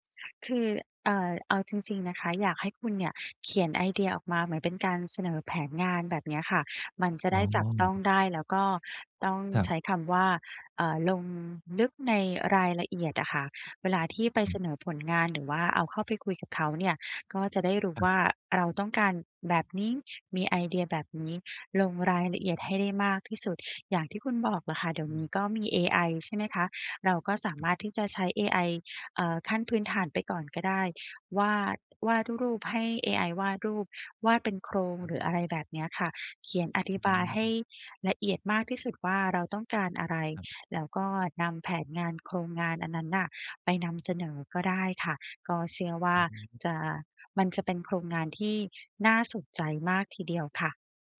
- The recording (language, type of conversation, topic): Thai, advice, จะรักษาแรงจูงใจในการทำตามเป้าหมายระยะยาวได้อย่างไรเมื่อรู้สึกท้อใจ?
- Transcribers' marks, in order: tapping; other background noise